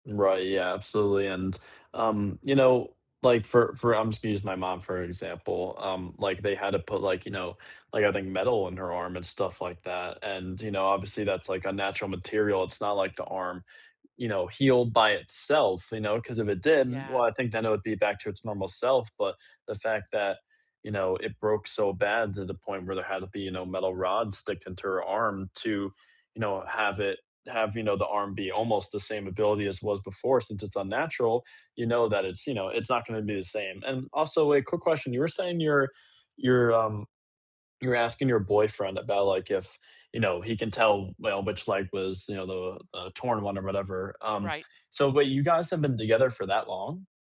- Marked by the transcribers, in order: none
- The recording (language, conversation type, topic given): English, unstructured, What role does exercise play in your routine?